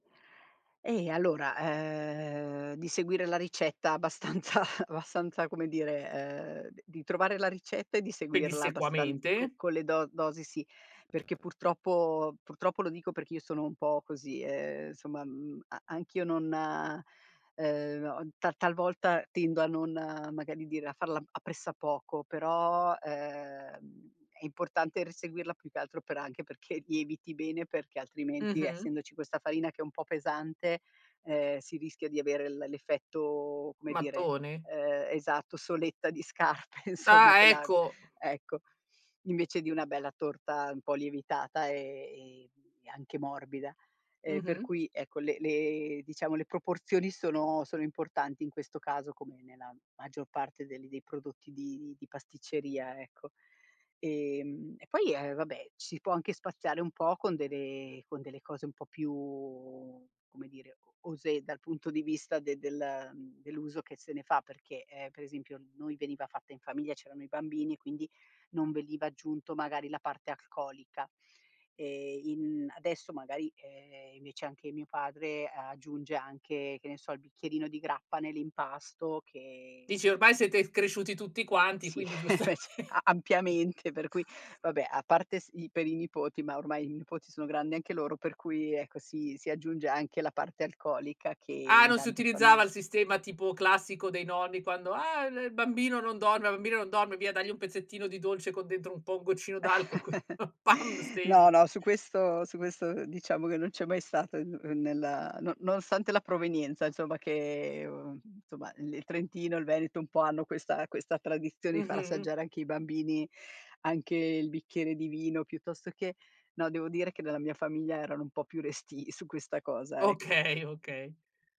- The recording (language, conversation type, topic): Italian, podcast, Qual è una ricetta di famiglia che ti fa tornare bambino?
- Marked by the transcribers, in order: drawn out: "ehm"; laughing while speaking: "abbastanza"; other background noise; laughing while speaking: "soletta di scarpe insomma"; laughing while speaking: "invece"; laughing while speaking: "giustame"; chuckle; laughing while speaking: "Così, pam!"; chuckle; laughing while speaking: "Okay"